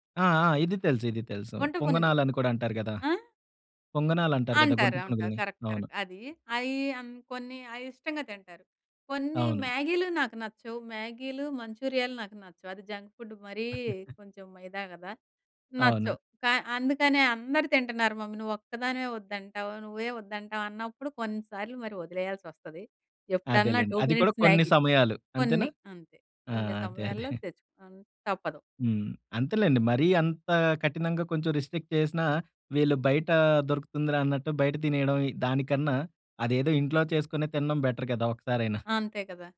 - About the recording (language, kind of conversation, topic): Telugu, podcast, ఇంట్లో పనులను పిల్లలకు ఎలా అప్పగిస్తారు?
- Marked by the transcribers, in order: in English: "కరెక్ట్. కరెక్ట్"; in English: "జంక్ ఫుడ్"; chuckle; in English: "టూ మినిట్స్ మ్యాగీ"; giggle; in English: "రిస్ట్రిక్ట్"; in English: "బెటర్"